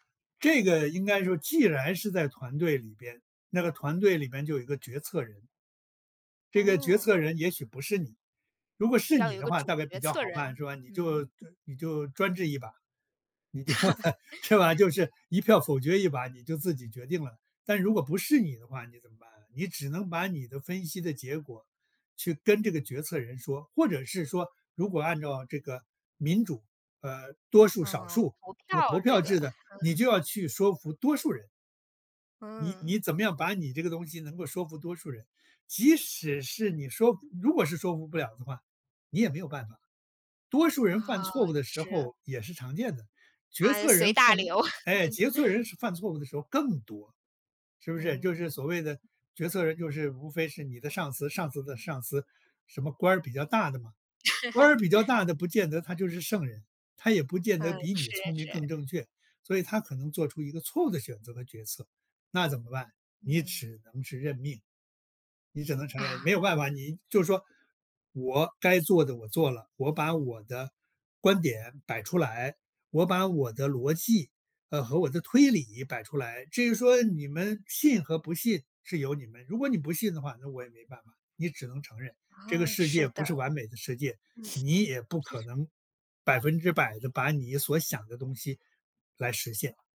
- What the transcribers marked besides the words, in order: laugh; laughing while speaking: "就"; chuckle; laugh; other background noise
- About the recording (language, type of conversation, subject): Chinese, podcast, 当你需要做选择时，你更相信直觉还是理性分析？